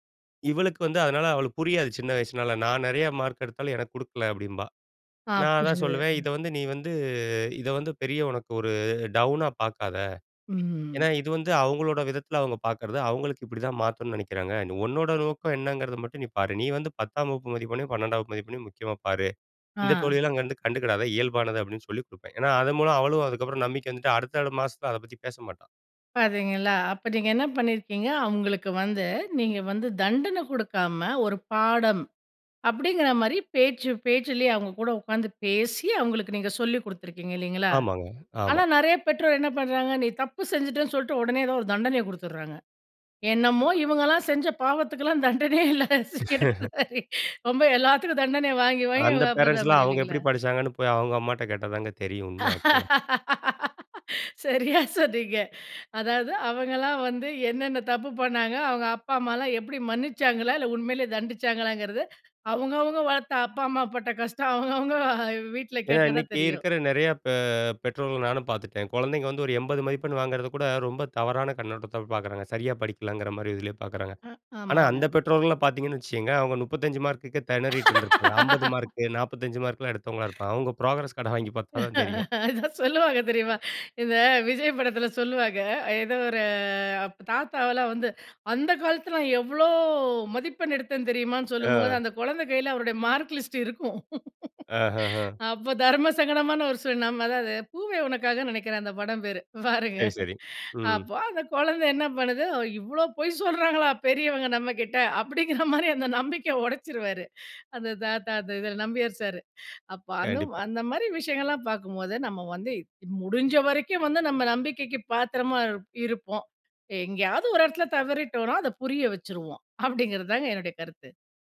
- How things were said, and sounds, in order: drawn out: "ஒரு"; other background noise; laughing while speaking: "தண்டனையே இல்ல"; unintelligible speech; laugh; "அவங்களுக்கு" said as "அவங்க"; laughing while speaking: "சரியா சொன்னீங்க"; drawn out: "பெ"; laugh; in English: "ப்ரோக்ரஸ்"; laughing while speaking: "அதான் சொல்லுவாங்க, தெரியுமா? இந்த விஜய் … இதுல நம்பியார் சாரு"; drawn out: "ஒரு"; drawn out: "எவ்வளோ"
- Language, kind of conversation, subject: Tamil, podcast, குழந்தைகளிடம் நம்பிக்கை நீங்காமல் இருக்க எப்படி கற்றுக்கொடுப்பது?